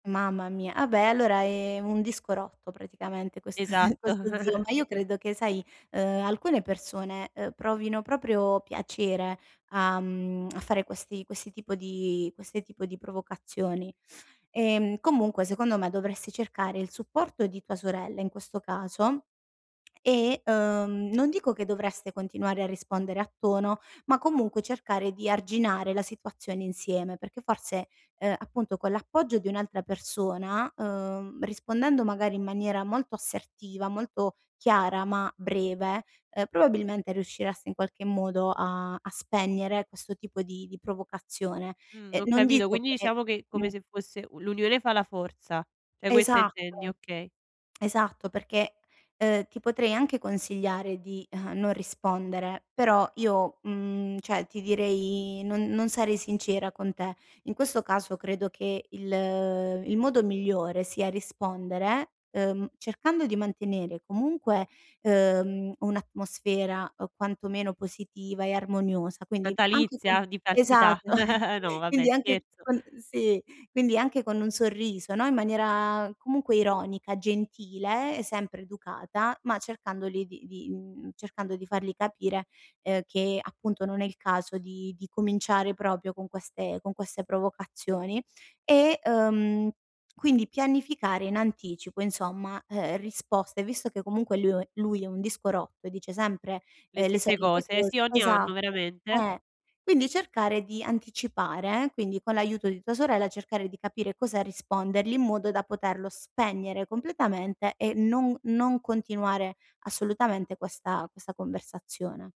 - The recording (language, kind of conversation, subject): Italian, advice, Come posso gestire le tensioni durante le riunioni familiari festive?
- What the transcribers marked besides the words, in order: laughing while speaking: "questo te"; chuckle; tsk; tapping; tsk; other background noise; "cioè" said as "ceh"; laughing while speaking: "esatto"; chuckle; chuckle; "proprio" said as "propio"